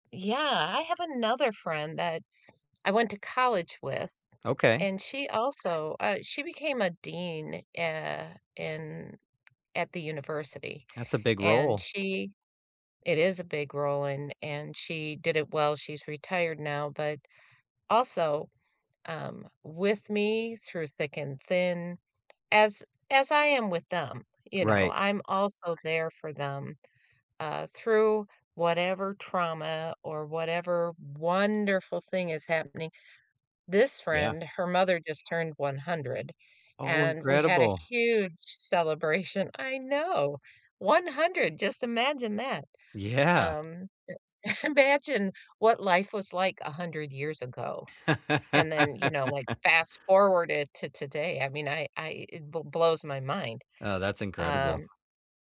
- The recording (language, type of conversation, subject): English, unstructured, What qualities do you value most in a friend?
- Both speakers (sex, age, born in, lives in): female, 65-69, United States, United States; male, 40-44, United States, United States
- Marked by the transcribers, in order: tapping; other background noise; stressed: "wonderful"; stressed: "huge"; laughing while speaking: "imagine"; laugh; background speech